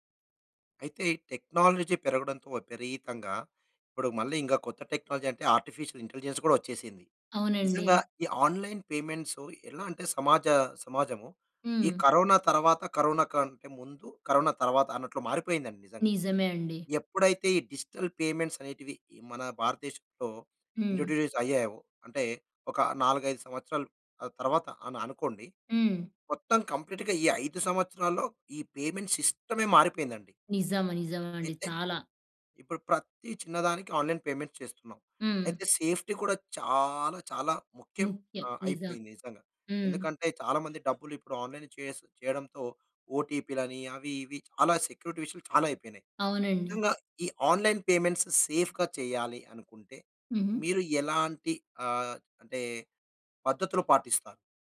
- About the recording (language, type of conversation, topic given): Telugu, podcast, ఆన్‌లైన్ చెల్లింపులు సురక్షితంగా చేయాలంటే మీ అభిప్రాయం ప్రకారం అత్యంత ముఖ్యమైన జాగ్రత్త ఏమిటి?
- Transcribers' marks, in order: in English: "టెక్నాలజీ"; in English: "టెక్నాలజీ"; in English: "ఆర్టిఫిషియల్ ఇంటెలిజెన్స్"; in English: "ఆన్‌లైన్"; in English: "డిజిటల్ పేమెంట్స్"; in English: "ఇంట్రొడ్యూస్"; in English: "కంప్లీట్‌గా"; in English: "పేమెంట్"; in English: "ఆన్‌లైన్ పేమెంట్"; in English: "సేఫ్టీ"; stressed: "చాలా"; in English: "ఆన్‌లైన్"; in English: "ఓటీపీ"; in English: "సెక్యూరిటీ"; in English: "ఆన్‌లైన్ పేమెంట్స్ సేఫ్‌గా"